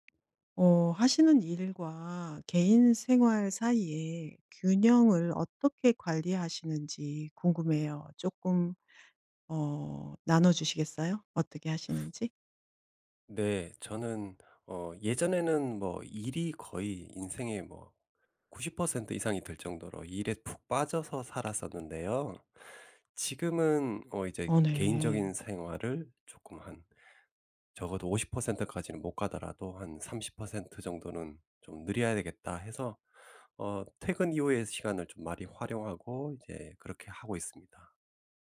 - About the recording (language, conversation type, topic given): Korean, podcast, 일과 개인 생활의 균형을 어떻게 관리하시나요?
- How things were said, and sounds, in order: tapping; teeth sucking